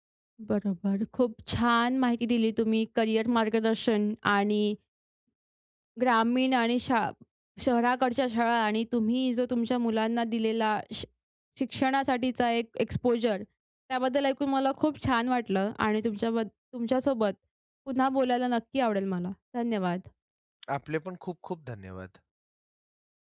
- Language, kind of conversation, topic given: Marathi, podcast, शाळांमध्ये करिअर मार्गदर्शन पुरेसे दिले जाते का?
- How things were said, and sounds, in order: in English: "एक्सपोजर"; other background noise